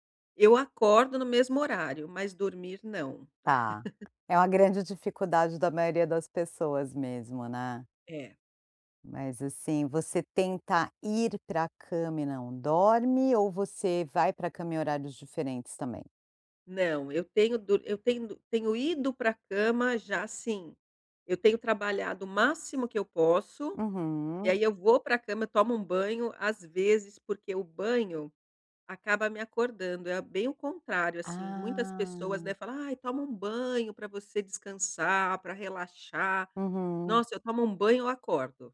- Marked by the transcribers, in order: chuckle
- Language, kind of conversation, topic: Portuguese, advice, Como é a sua rotina relaxante antes de dormir?